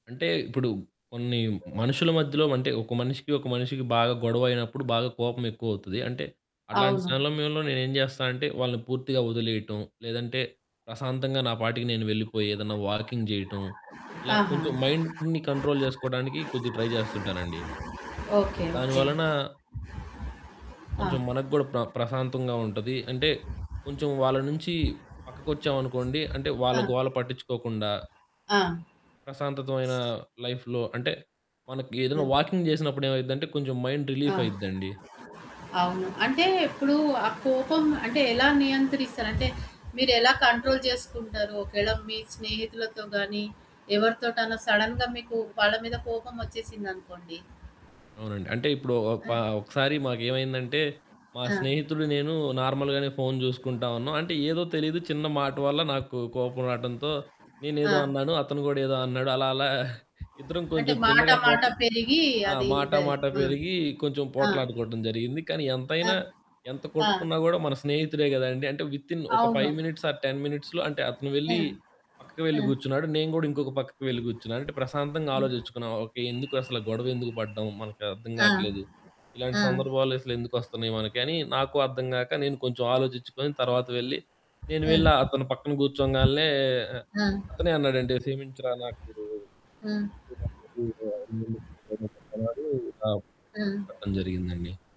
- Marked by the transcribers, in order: static; other background noise; in English: "వాకింగ్"; in English: "మైండ్‌ని కంట్రోల్"; distorted speech; in English: "ట్రై"; wind; in English: "లైఫ్‌లో"; in English: "వాకింగ్"; in English: "మైండ్ రిలీఫ్"; in English: "కంట్రోల్"; in English: "సడెన్‌గా"; in English: "నార్మల్‌గానే"; chuckle; in English: "వితిన్"; in English: "ఫైవ్ మినిట్స్ ఆర్ టెన్ మినిట్స్‌లో"; unintelligible speech; unintelligible speech
- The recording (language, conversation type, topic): Telugu, podcast, కోపం వచ్చిన తర్వాత మీరు దాన్ని ఎలా నియంత్రించుకుంటారు?